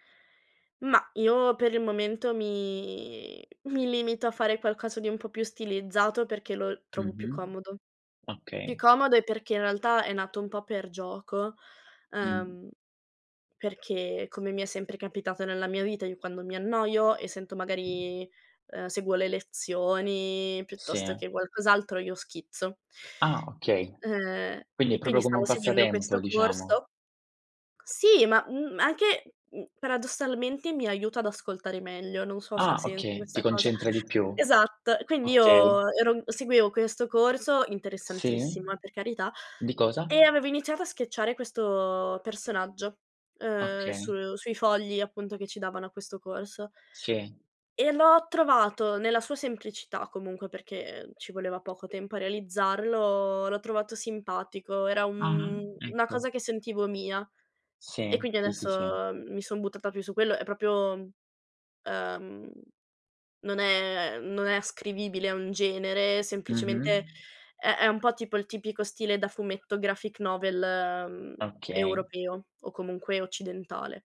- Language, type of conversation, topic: Italian, podcast, Quale consiglio pratico daresti a chi vuole cominciare domani?
- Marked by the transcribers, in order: drawn out: "mi"; other background noise; in English: "sketchare"; drawn out: "questo"; tapping; in English: "graphic novel"